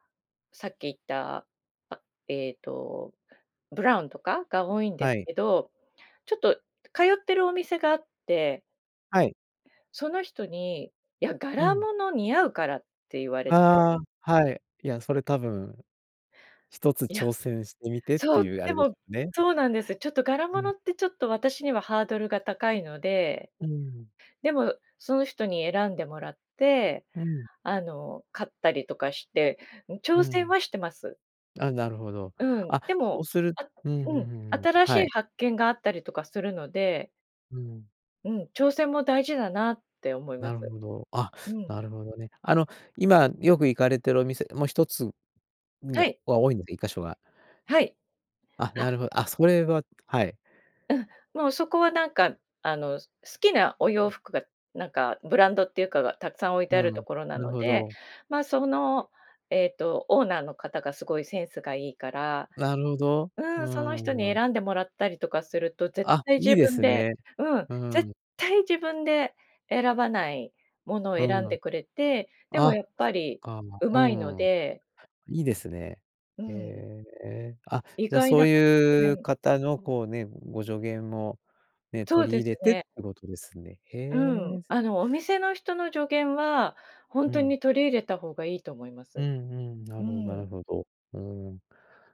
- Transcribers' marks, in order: other background noise; stressed: "絶対"; other noise
- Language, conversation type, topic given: Japanese, podcast, 着るだけで気分が上がる服には、どんな特徴がありますか？